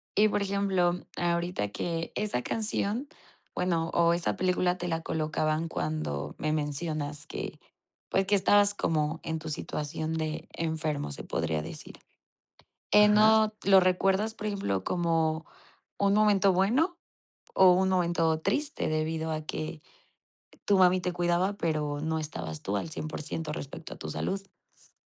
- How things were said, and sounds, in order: tapping
- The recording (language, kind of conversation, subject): Spanish, podcast, ¿Qué canción te transporta a un recuerdo específico?